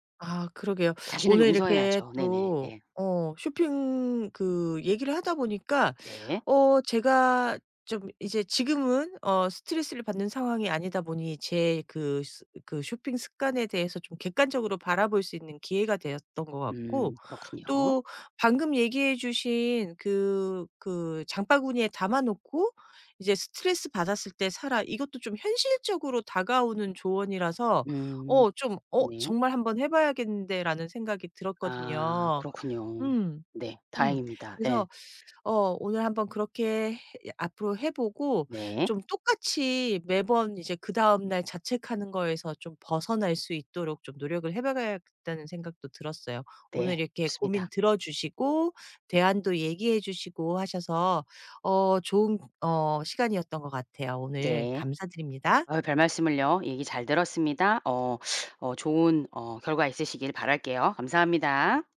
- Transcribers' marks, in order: other background noise; tapping
- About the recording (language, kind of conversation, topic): Korean, advice, 위로하려고 쇼핑을 자주 한 뒤 죄책감을 느끼는 이유가 무엇인가요?